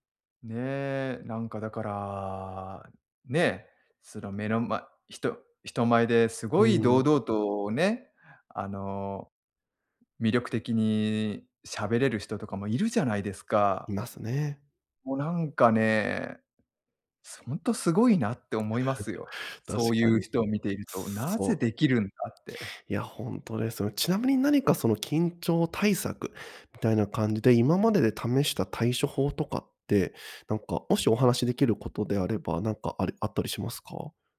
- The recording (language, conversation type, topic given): Japanese, advice, プレゼンや面接など人前で極度に緊張してしまうのはどうすれば改善できますか？
- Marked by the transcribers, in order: laugh